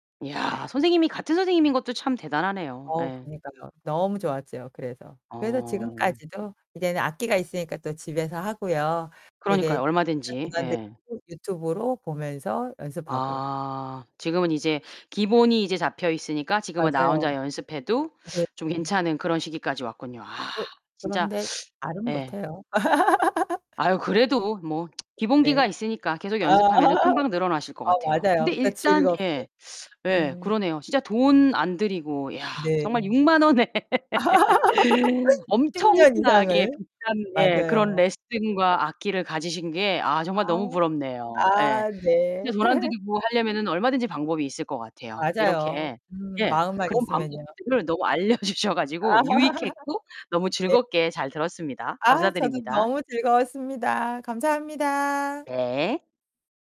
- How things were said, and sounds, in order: distorted speech; other background noise; laugh; tsk; laugh; laugh; laugh; laughing while speaking: "알려주셔"; laugh
- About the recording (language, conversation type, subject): Korean, podcast, 돈을 들이지 않고도 즐길 수 있는 취미를 추천해 주실 수 있나요?